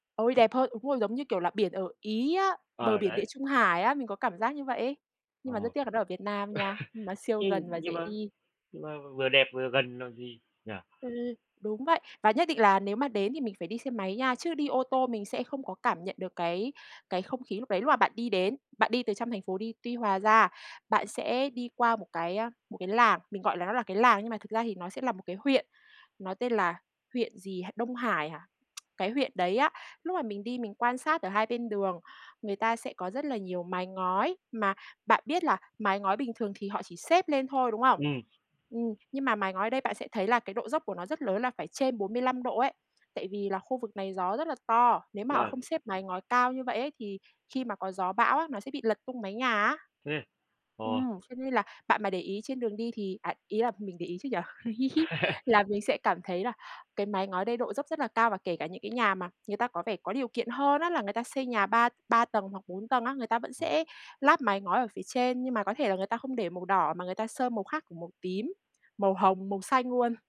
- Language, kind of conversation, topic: Vietnamese, podcast, Bạn đã từng có trải nghiệm nào đáng nhớ với thiên nhiên không?
- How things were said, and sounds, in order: tapping; laugh; tsk; laugh; unintelligible speech